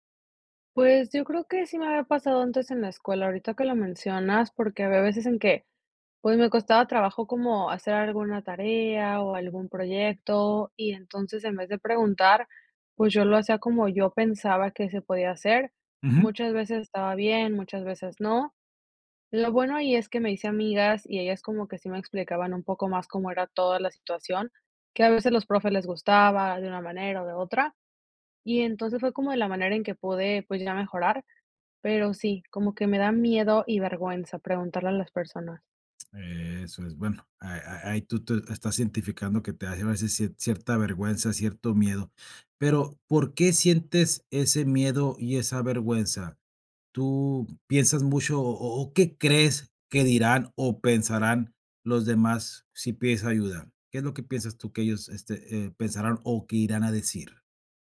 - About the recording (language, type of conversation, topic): Spanish, advice, ¿Cómo puedo superar el temor de pedir ayuda por miedo a parecer incompetente?
- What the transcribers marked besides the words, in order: "identificando" said as "intificando"